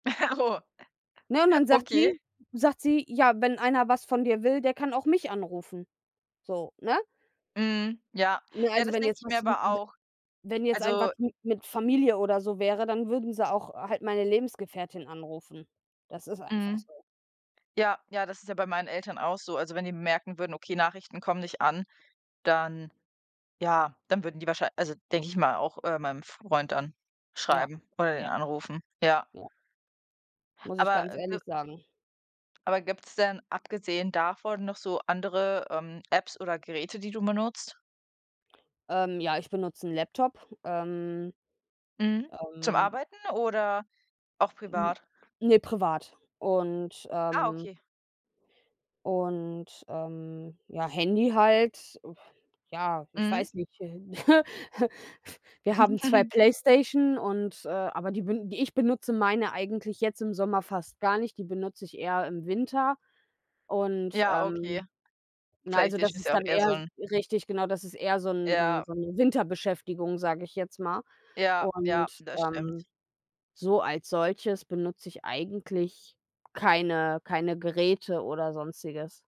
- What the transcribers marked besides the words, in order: unintelligible speech; unintelligible speech; groan; laugh; chuckle; unintelligible speech
- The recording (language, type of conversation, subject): German, unstructured, Wie kann Technologie den Alltag erleichtern?